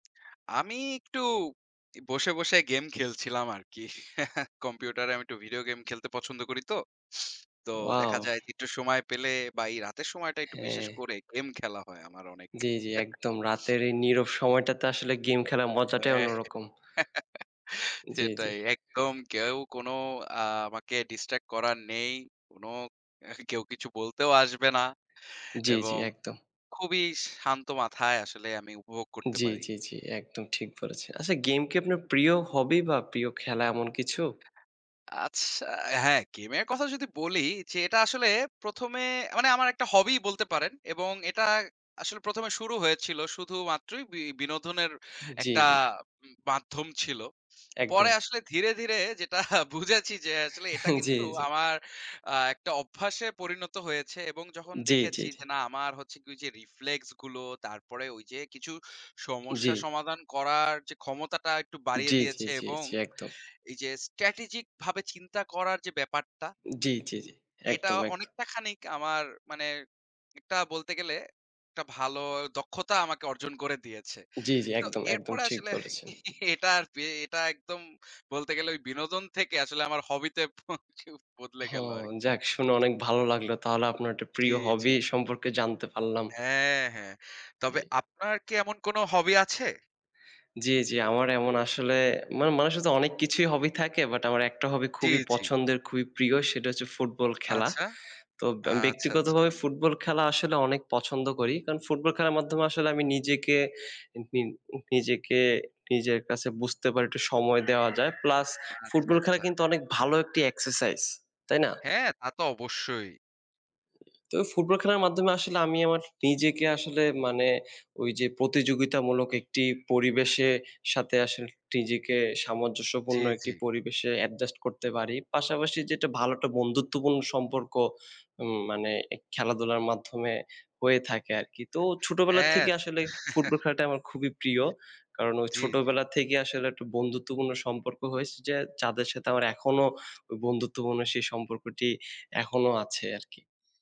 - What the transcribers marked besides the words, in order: lip smack; chuckle; tapping; fan; chuckle; chuckle; other background noise; laughing while speaking: "বুঝেছি যে আসলে"; chuckle; in English: "রিফ্লেক্স"; in English: "স্ট্র্যাটেজিক"; other noise; chuckle; chuckle; unintelligible speech; unintelligible speech; chuckle
- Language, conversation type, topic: Bengali, unstructured, আপনার প্রিয় কোন শখ আপনাকে অপ্রত্যাশিতভাবে সাহায্য করেছে?